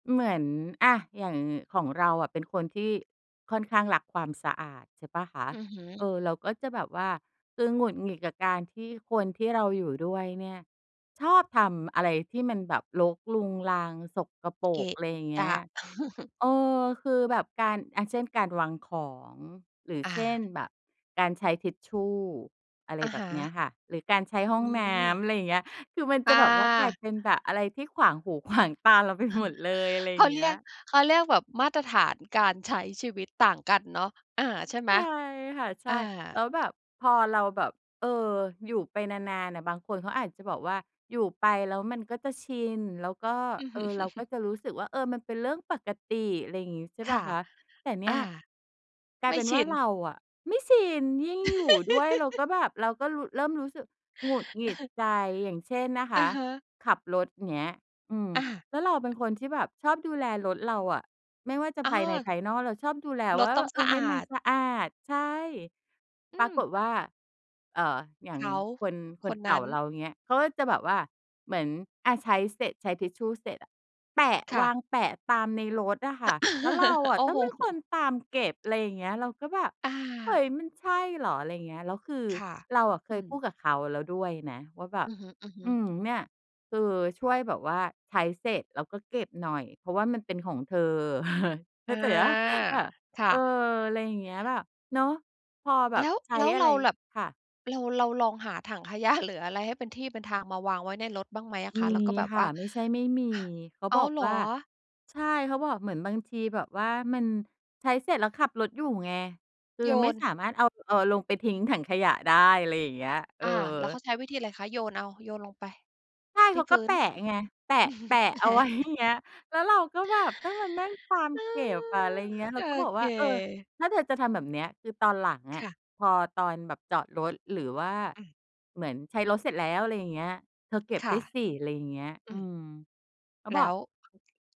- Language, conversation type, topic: Thai, podcast, คุณคิดว่าการอยู่คนเดียวกับการโดดเดี่ยวต่างกันอย่างไร?
- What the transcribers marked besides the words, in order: tapping; laugh; laughing while speaking: "ขวางหูขวางตาเราไปหมดเลย"; chuckle; laughing while speaking: "อือฮึ"; laugh; giggle; laugh; laugh; chuckle; laughing while speaking: "ขยะ"; laughing while speaking: "เอาไว้อย่างเงี้ย"; chuckle; sigh; other background noise